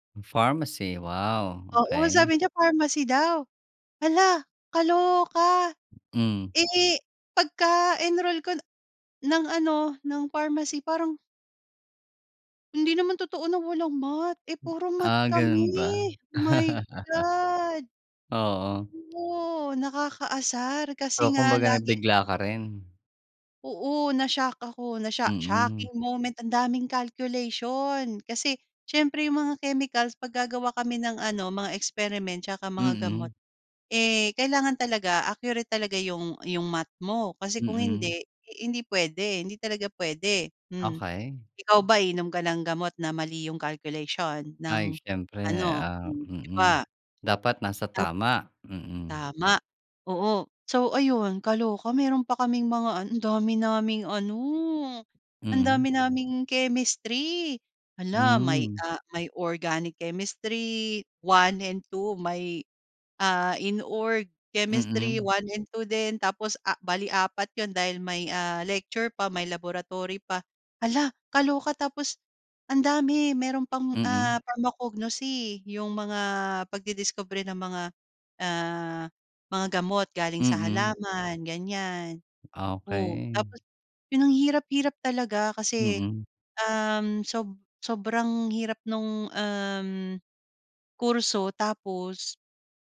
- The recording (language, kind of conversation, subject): Filipino, podcast, Puwede mo bang ikuwento kung paano nagsimula ang paglalakbay mo sa pag-aaral?
- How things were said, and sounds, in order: other noise; other background noise; chuckle; tapping